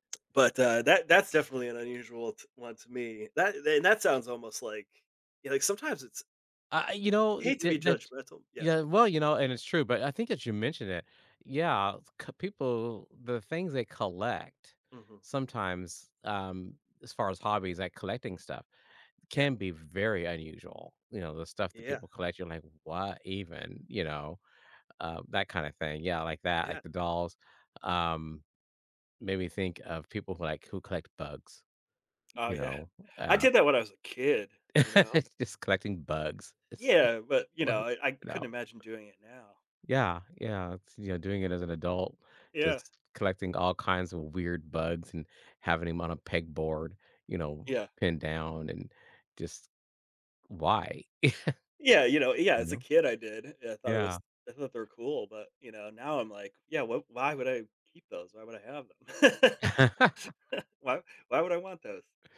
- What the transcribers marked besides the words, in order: laughing while speaking: "yeah"; laugh; unintelligible speech; chuckle; laugh
- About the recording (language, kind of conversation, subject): English, unstructured, Why do people choose unique or unconventional hobbies?
- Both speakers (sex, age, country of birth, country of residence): male, 45-49, United States, United States; male, 60-64, United States, United States